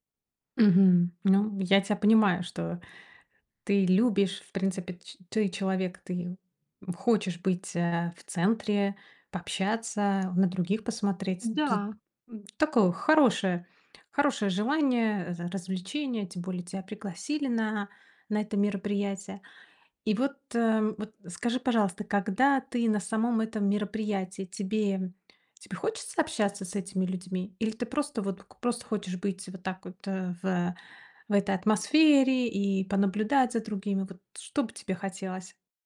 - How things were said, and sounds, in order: tapping
- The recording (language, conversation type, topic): Russian, advice, Почему я чувствую себя одиноко на вечеринках и праздниках?